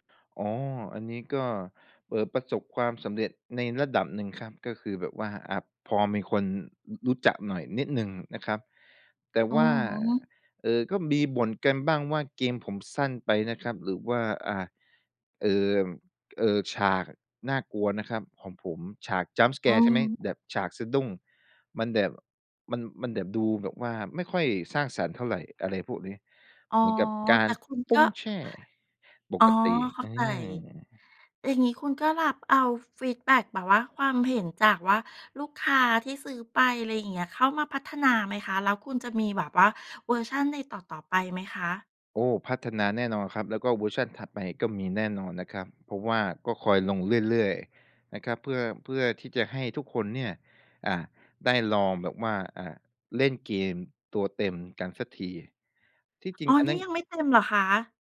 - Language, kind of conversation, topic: Thai, podcast, คุณทำโปรเจกต์ในโลกจริงเพื่อฝึกทักษะของตัวเองอย่างไร?
- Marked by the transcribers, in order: in English: "jump scare"